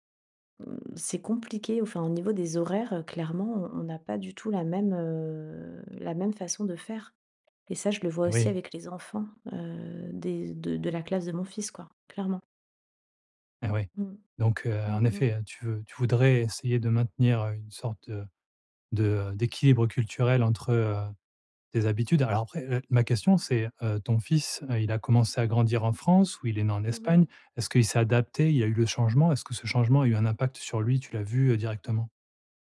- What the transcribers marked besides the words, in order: drawn out: "heu"
- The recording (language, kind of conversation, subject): French, advice, Comment gères-tu le choc culturel face à des habitudes et à des règles sociales différentes ?